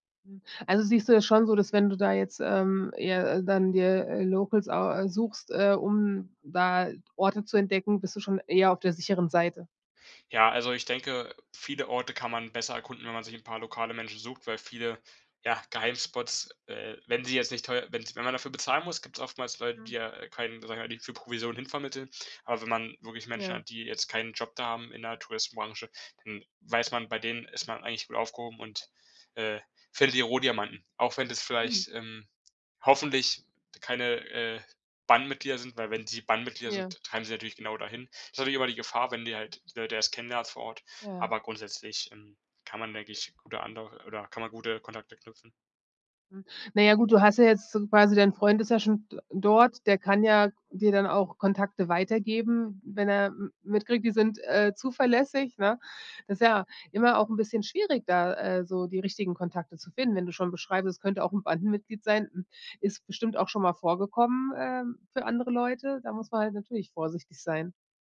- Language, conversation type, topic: German, podcast, Wer hat dir einen Ort gezeigt, den sonst niemand kennt?
- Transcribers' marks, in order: in English: "Locals"